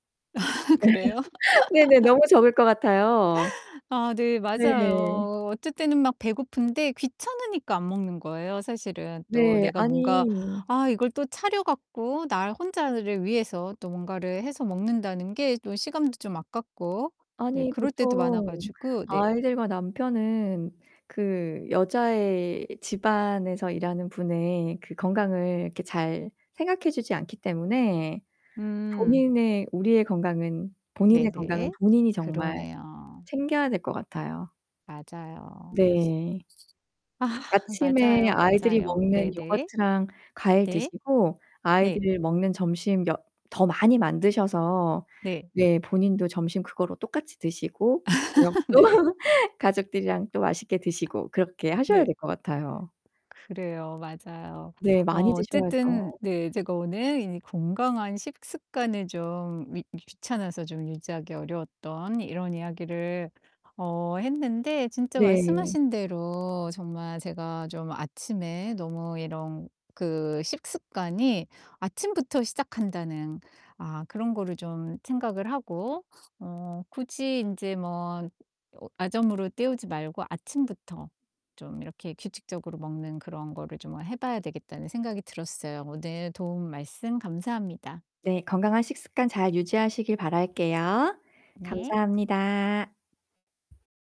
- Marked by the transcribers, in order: laugh; distorted speech; other background noise; laugh; tapping; laughing while speaking: "저녁도"; laugh
- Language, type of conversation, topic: Korean, advice, 건강한 식습관을 유지하기가 왜 어려우신가요?